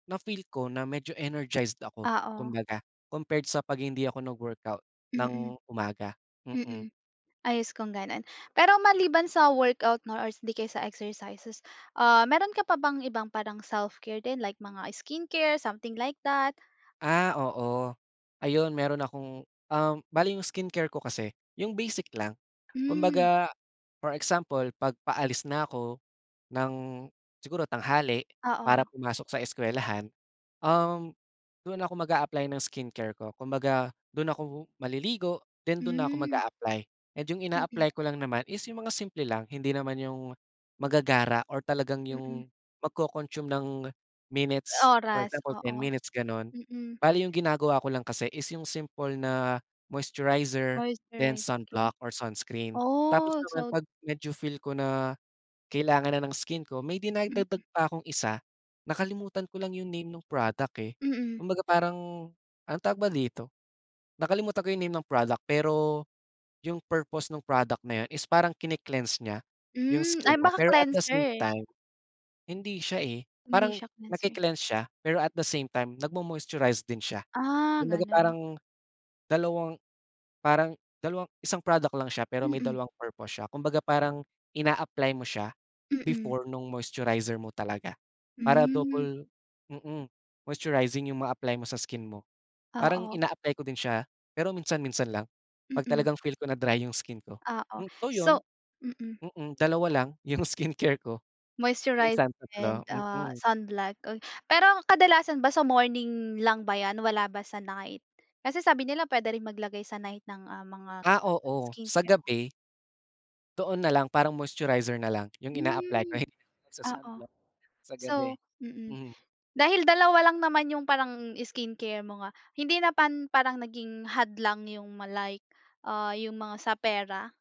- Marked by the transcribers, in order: laughing while speaking: "yung skincare ko"; other noise
- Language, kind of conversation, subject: Filipino, podcast, Ano ang ginagawa mo para unahin ang pag-aalaga sa sarili mo?